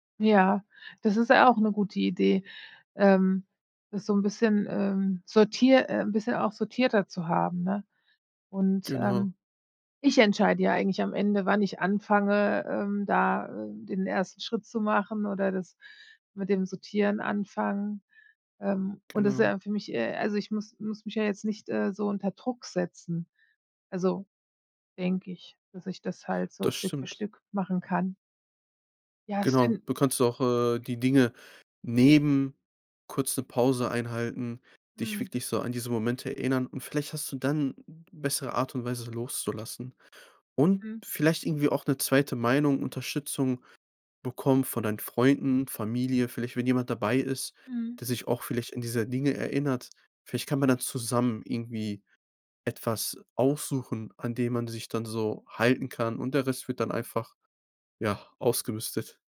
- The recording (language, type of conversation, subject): German, advice, Wie kann ich mit Überforderung beim Ausmisten sentimental aufgeladener Gegenstände umgehen?
- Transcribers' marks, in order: stressed: "neben"